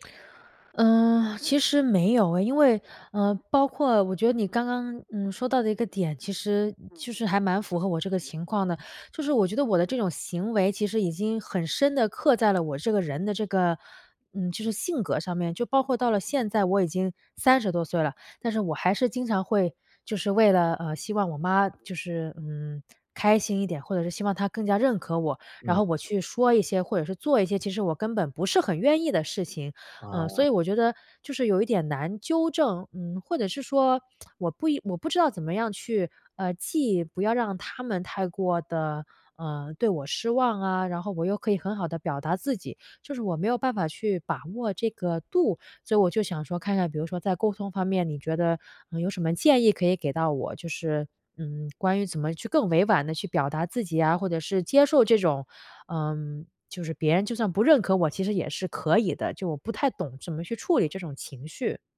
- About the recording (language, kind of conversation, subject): Chinese, advice, 我总是过度在意别人的眼光和认可，该怎么才能放下？
- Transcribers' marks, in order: lip smack